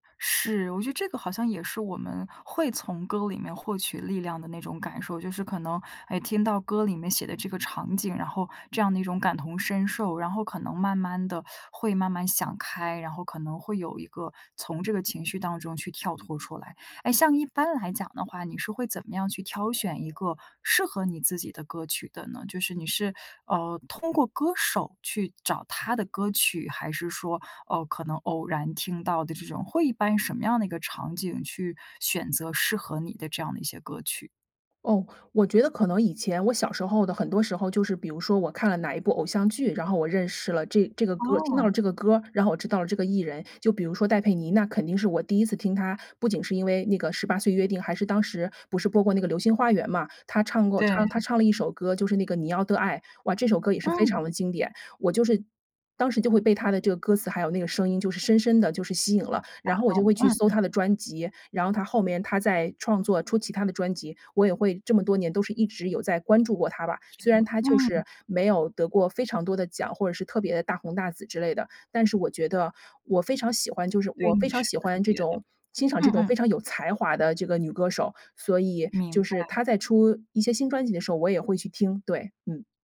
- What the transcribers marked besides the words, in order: other background noise; unintelligible speech
- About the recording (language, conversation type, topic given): Chinese, podcast, 失恋后你会把歌单彻底换掉吗？